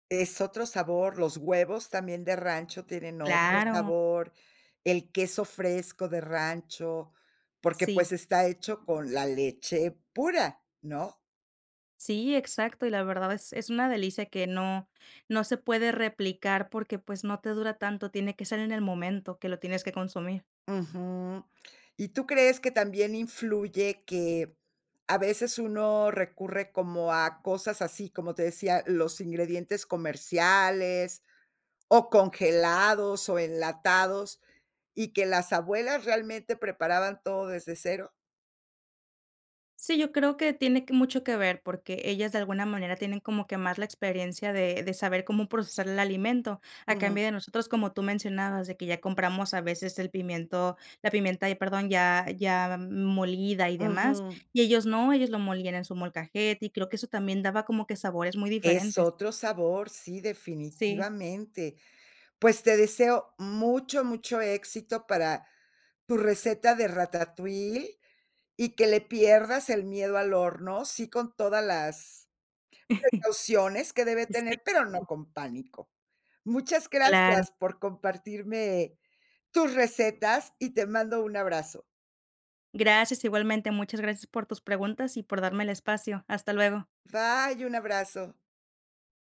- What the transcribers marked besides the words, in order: other background noise; chuckle
- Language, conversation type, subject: Spanish, podcast, ¿Qué plato te gustaría aprender a preparar ahora?